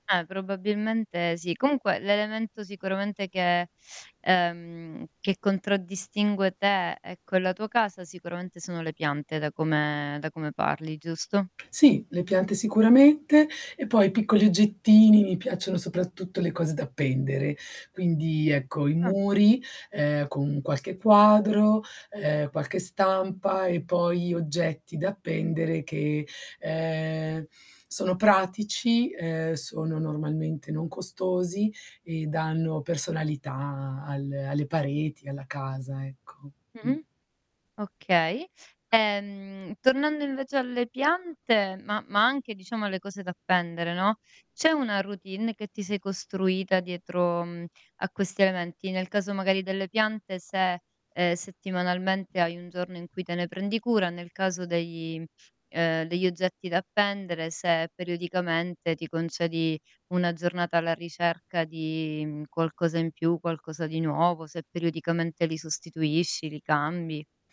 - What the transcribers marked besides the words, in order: "probabilmente" said as "probbabbilmente"; static; drawn out: "ehm"
- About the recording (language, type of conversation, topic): Italian, podcast, Quale piccolo dettaglio rende speciale la tua casa?